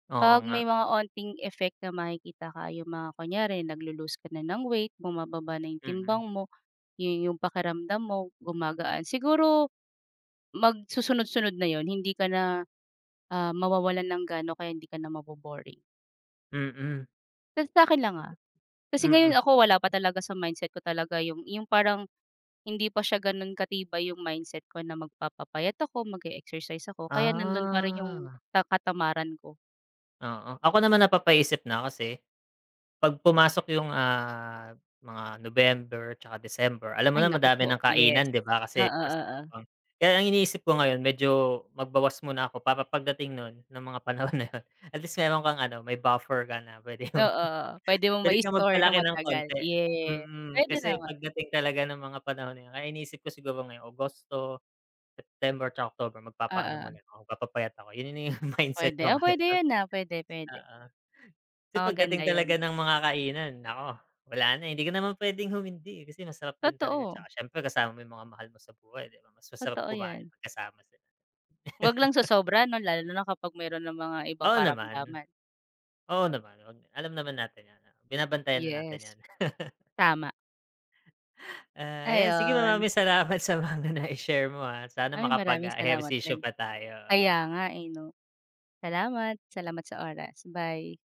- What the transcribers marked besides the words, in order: drawn out: "Ah"; other background noise; laughing while speaking: "yun"; laughing while speaking: "puwede mong"; chuckle; laughing while speaking: "yung mindset ko ngayon 'no"; laugh; laugh; laughing while speaking: "salamat sa mga nai-share"
- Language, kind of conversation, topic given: Filipino, unstructured, Bakit sa tingin mo maraming tao ang nahihirapang mag-ehersisyo araw-araw?